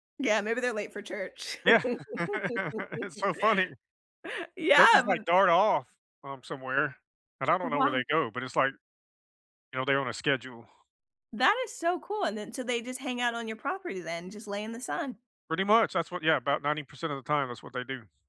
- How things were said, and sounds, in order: laugh; laughing while speaking: "It's so funny"; laugh
- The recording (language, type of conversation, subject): English, unstructured, What should you consider before getting a pet?